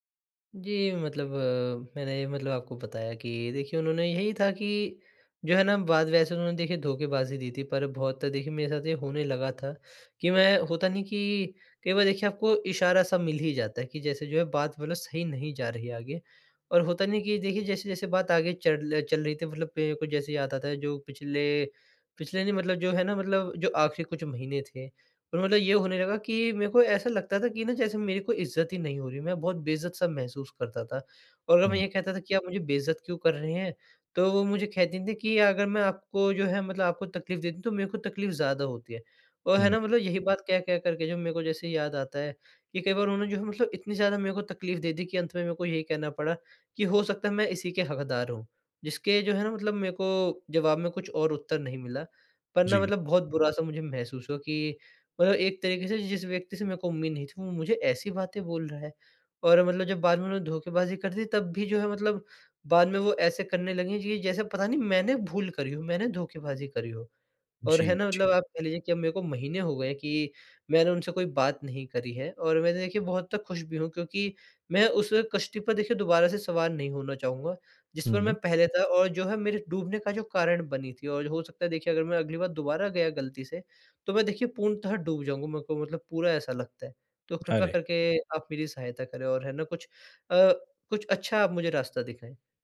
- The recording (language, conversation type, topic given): Hindi, advice, मैं अचानक होने वाले दुःख और बेचैनी का सामना कैसे करूँ?
- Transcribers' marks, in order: none